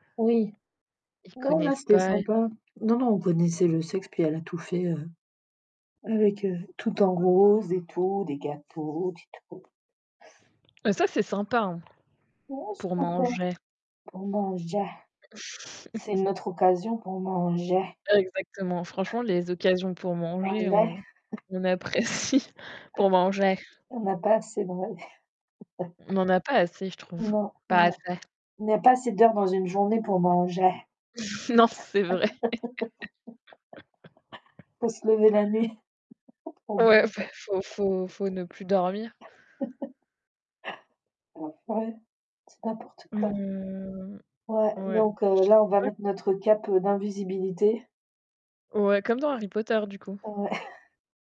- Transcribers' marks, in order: static; tapping; distorted speech; other background noise; unintelligible speech; put-on voice: "manger"; put-on voice: "manger"; chuckle; put-on voice: "manger"; put-on voice: "Manger"; chuckle; laughing while speaking: "apprécie"; chuckle; put-on voice: "manger"; unintelligible speech; chuckle; put-on voice: "assez"; chuckle; put-on voice: "manger"; laugh; put-on voice: "manger"; chuckle; drawn out: "Mmh"; chuckle
- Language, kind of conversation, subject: French, unstructured, Préféreriez-vous avoir la capacité de voler ou d’être invisible ?